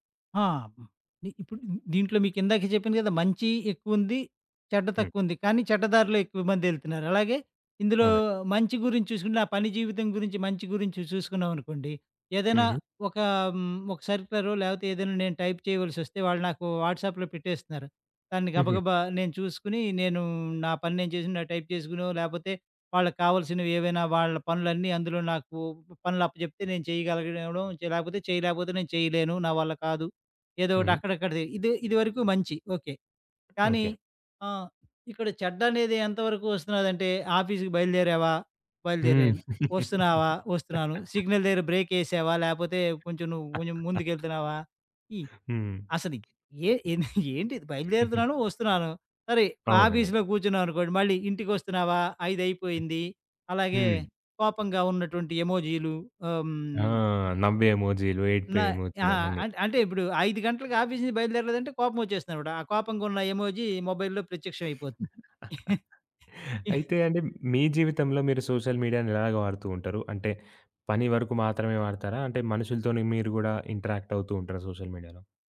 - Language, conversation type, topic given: Telugu, podcast, సామాజిక మాధ్యమాలు మీ మనస్తత్వంపై ఎలా ప్రభావం చూపాయి?
- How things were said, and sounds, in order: in English: "సర్క్యులర్"; in English: "టైప్"; in English: "వాట్స‌ప్‌లో"; in English: "టైప్"; other background noise; tapping; in English: "ఆఫీస్‌కి"; laugh; in English: "సిగ్నల్"; chuckle; giggle; in English: "ఆఫీస్‌లో"; in English: "ఆఫీస్"; in English: "ఎమోజీ మొబైల్‌లో"; chuckle; in English: "సోషల్ మీడియా‌ని"; chuckle; in English: "ఇంటరాక్ట్"; in English: "సోషల్ మీడియా‌లో?"